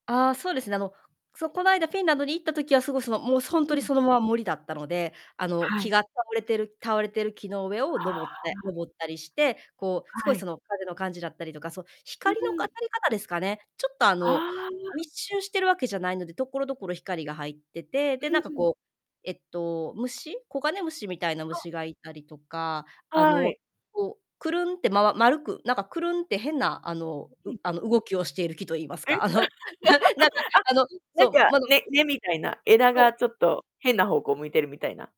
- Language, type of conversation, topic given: Japanese, podcast, 古い樹や石に触れて、そこに宿る歴史を感じたことはありますか？
- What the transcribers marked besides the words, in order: other background noise; distorted speech; laugh